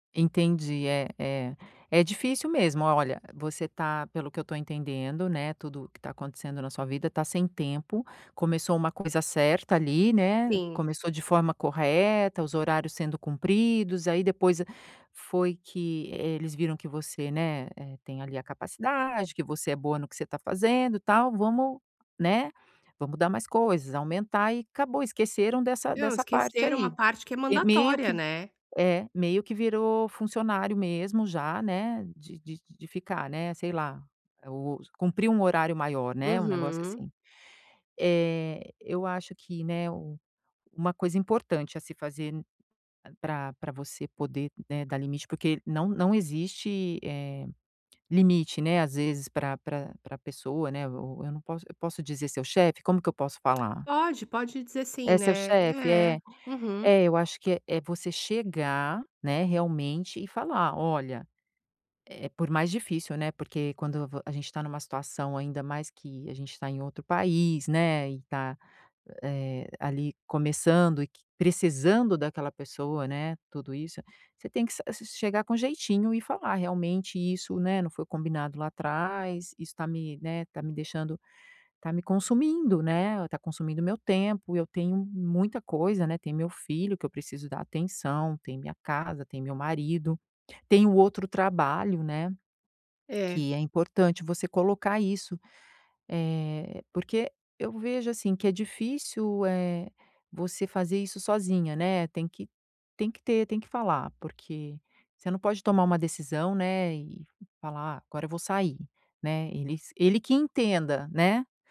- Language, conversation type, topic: Portuguese, advice, Como posso estabelecer limites claros entre o trabalho e a vida pessoal?
- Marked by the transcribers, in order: tapping